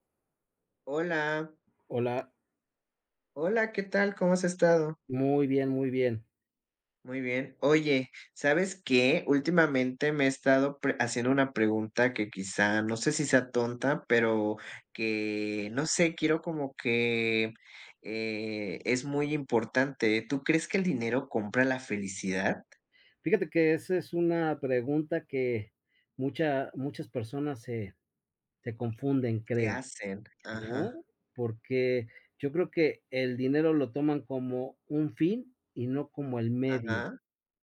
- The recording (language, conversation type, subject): Spanish, unstructured, ¿Crees que el dinero compra la felicidad?
- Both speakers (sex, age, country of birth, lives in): male, 30-34, Mexico, Mexico; male, 50-54, Mexico, Mexico
- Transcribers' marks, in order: tapping